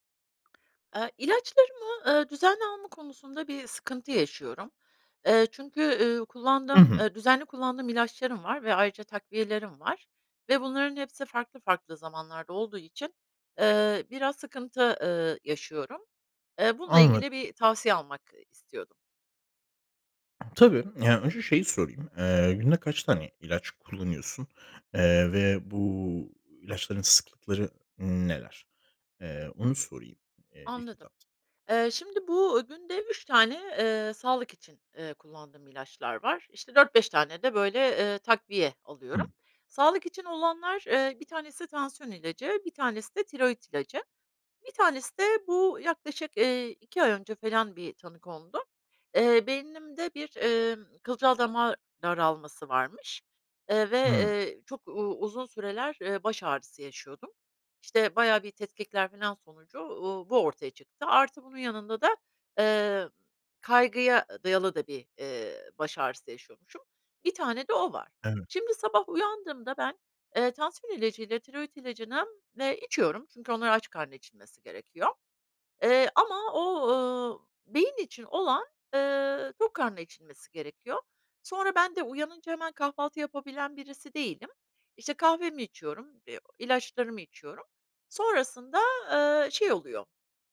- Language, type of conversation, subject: Turkish, advice, İlaçlarınızı veya takviyelerinizi düzenli olarak almamanızın nedeni nedir?
- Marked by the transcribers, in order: tapping; other background noise